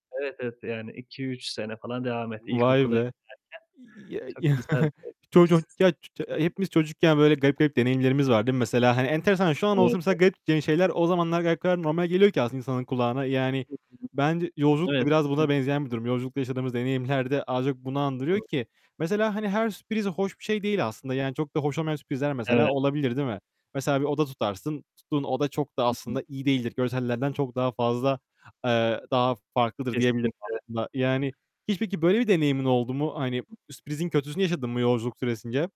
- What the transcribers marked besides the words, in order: chuckle; unintelligible speech; other background noise
- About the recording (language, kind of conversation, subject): Turkish, unstructured, Yolculuklarda sizi en çok ne şaşırtır?
- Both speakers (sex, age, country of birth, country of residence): male, 25-29, Turkey, Germany; male, 30-34, Turkey, Italy